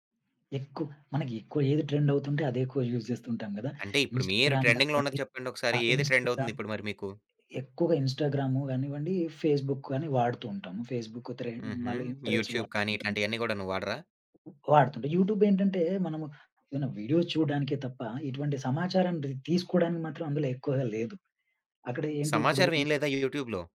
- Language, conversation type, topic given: Telugu, podcast, సోషల్ మీడియా మన భావాలను ఎలా మార్చుతోంది?
- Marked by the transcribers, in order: in English: "ట్రెండ్"; in English: "యూజ్"; other background noise; in English: "ఇన్స్‌స్టాగ్రామ్"; in English: "ట్రెండింగ్‌లో"; in English: "ట్రెండ్"; in English: "ఇన్స్‌స్టాగ్రామ్"; in English: "ఇన్స్‌స్టాగ్రామ్"; in English: "ఫేస్‌బుక్‌గాని"; in English: "ఫేస్‌బుక్"; in English: "యూట్యూబ్"; in English: "థ్రెడ్స్"; tapping; in English: "యూట్యూబ్"; in English: "వీడియోస్"; in English: "యూట్యూబ్‌లో?"